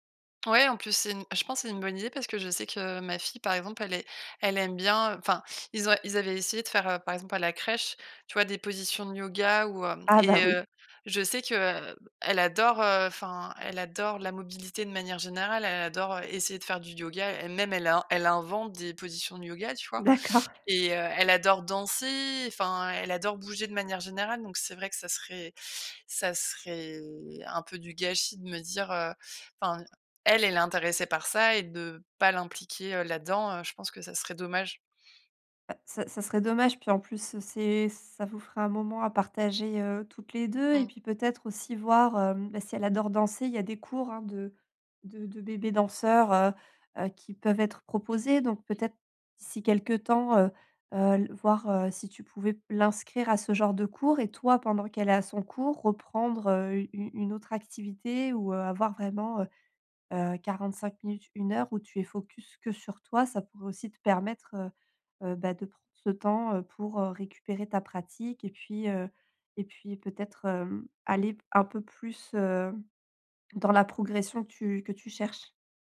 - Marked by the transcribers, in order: stressed: "elle"
- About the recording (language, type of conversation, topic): French, advice, Comment surmonter la frustration quand je progresse très lentement dans un nouveau passe-temps ?